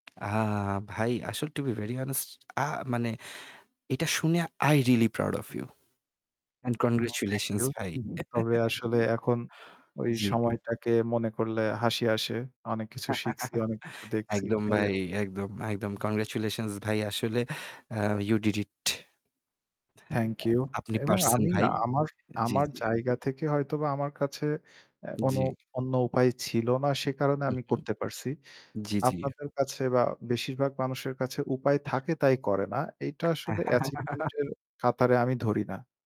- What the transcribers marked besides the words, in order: static; other noise; in English: "to be very honest"; in English: "I really proud of you and congratulations"; chuckle; chuckle; in English: "you did it"; unintelligible speech; chuckle
- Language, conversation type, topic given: Bengali, unstructured, বেতন বাড়ার পরও অনেকেই কেন আর্থিক সমস্যায় পড়ে?